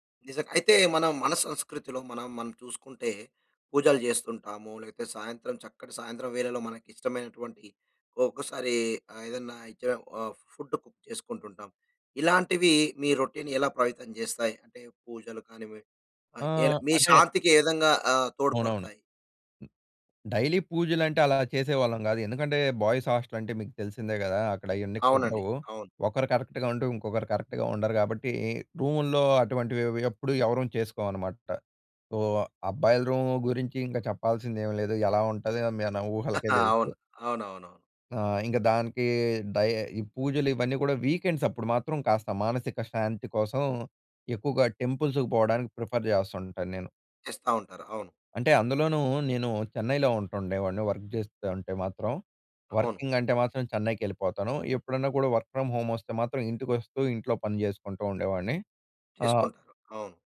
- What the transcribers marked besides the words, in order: in English: "ఫుడ్ కుక్"; in English: "రొటీన్"; "పవితం" said as "ప్రభావితం"; tapping; other noise; in English: "బాయ్స్ హాస్టల్"; in English: "కరెక్ట్‌గా"; in English: "కరెక్ట్‌గా"; in English: "సో"; in English: "రూమ్"; chuckle; in English: "వీకెండ్స్"; in English: "టెంపుల్స్‌కి"; in English: "ప్రిఫర్"; in English: "వర్క్"; in English: "వర్కింగ్"; other background noise; in English: "వర్క్ ఫ్రమ్ హోమ్"
- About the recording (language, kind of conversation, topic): Telugu, podcast, రోజువారీ రొటీన్ మన మానసిక శాంతిపై ఎలా ప్రభావం చూపుతుంది?